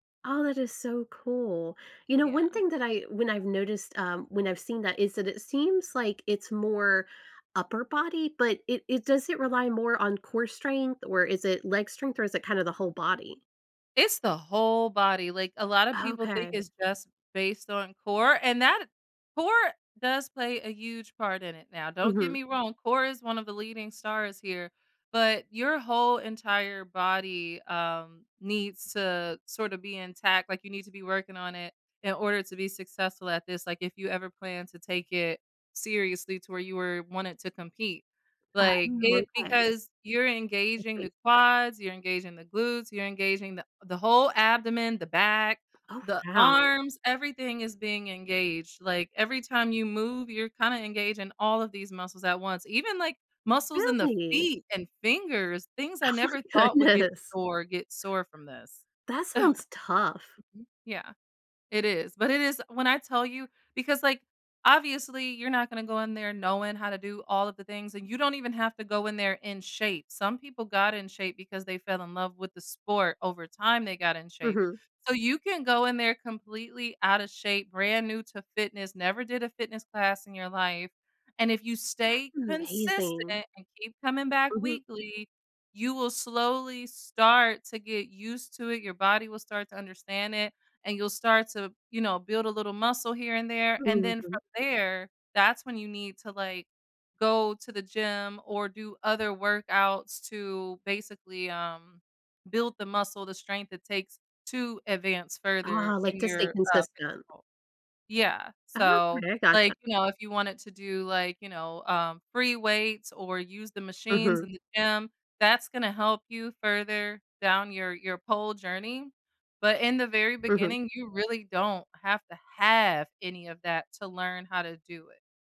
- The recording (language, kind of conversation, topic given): English, unstructured, How do I decide to try a new trend, class, or gadget?
- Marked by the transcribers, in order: tapping; laughing while speaking: "Oh my goodness"; chuckle; other background noise; stressed: "have"